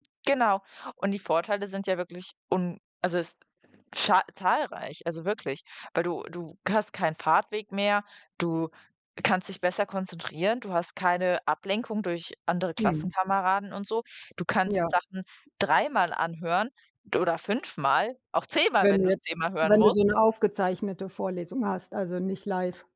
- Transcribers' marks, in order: other background noise; stressed: "zehnmal"
- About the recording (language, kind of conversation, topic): German, unstructured, Wie hat Technik deinen Alltag in letzter Zeit verändert?